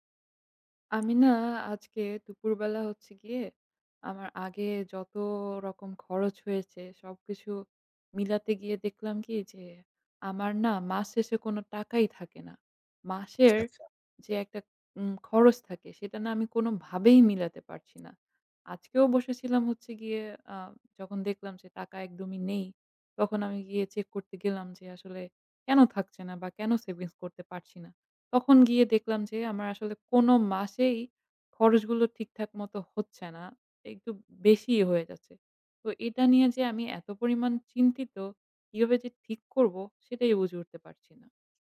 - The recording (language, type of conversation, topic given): Bengali, advice, মাসিক বাজেট ঠিক করতে আপনার কী ধরনের অসুবিধা হচ্ছে?
- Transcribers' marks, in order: tapping; other background noise